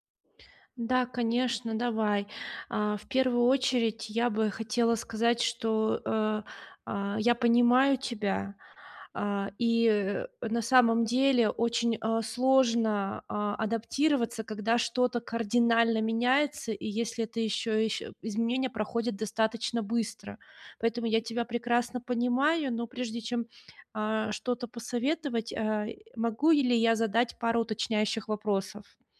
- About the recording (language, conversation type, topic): Russian, advice, Как мне лучше адаптироваться к быстрым изменениям вокруг меня?
- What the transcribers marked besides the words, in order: none